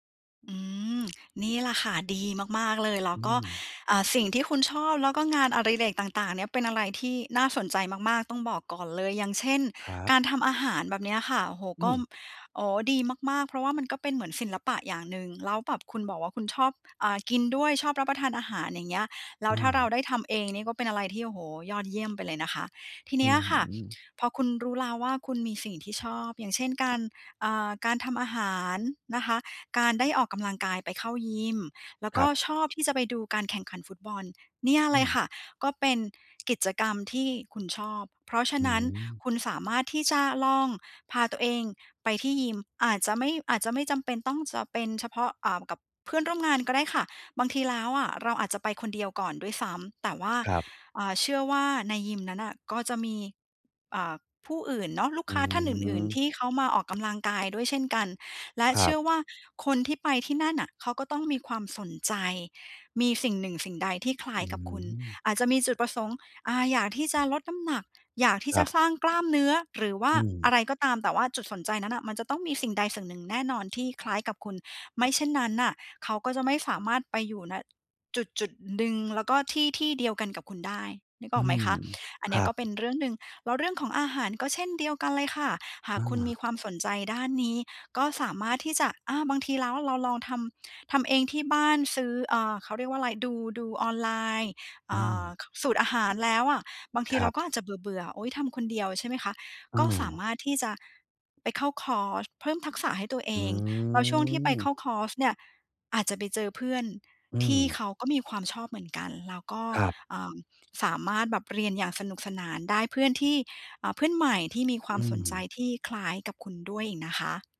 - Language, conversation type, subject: Thai, advice, ฉันจะหาเพื่อนที่มีความสนใจคล้ายกันได้อย่างไรบ้าง?
- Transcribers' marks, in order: other background noise; drawn out: "อืม"